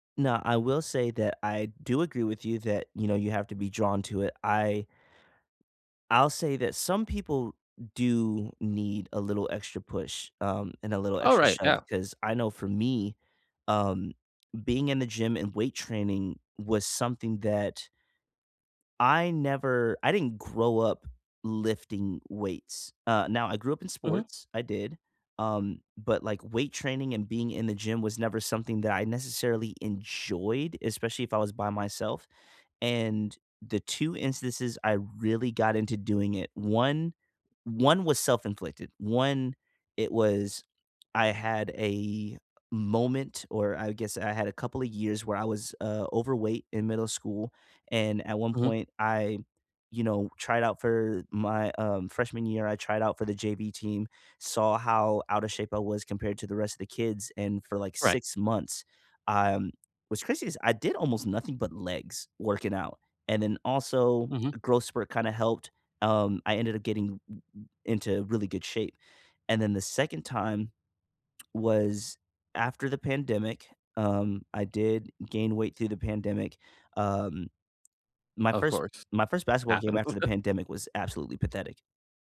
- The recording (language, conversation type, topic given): English, unstructured, What small step can you take today toward your goal?
- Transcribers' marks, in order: laugh